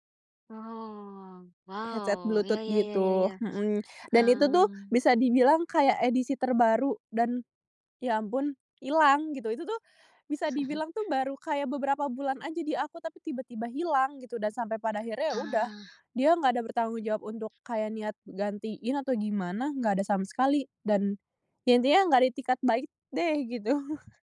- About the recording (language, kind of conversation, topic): Indonesian, podcast, Pernahkah kamu bertemu orang asing yang membuatmu percaya lagi pada sesama manusia?
- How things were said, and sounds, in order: in English: "Headset"; chuckle